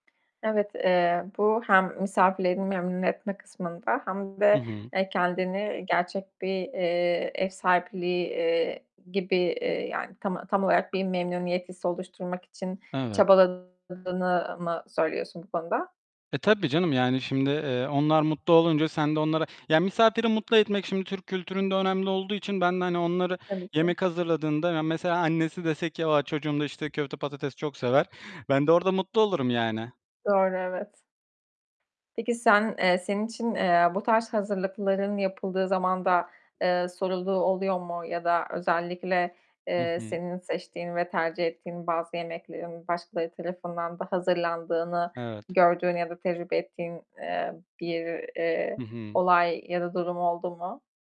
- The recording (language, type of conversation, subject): Turkish, podcast, Haftalık yemek hazırlığını nasıl organize ediyorsun?
- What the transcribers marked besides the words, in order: distorted speech; other background noise; static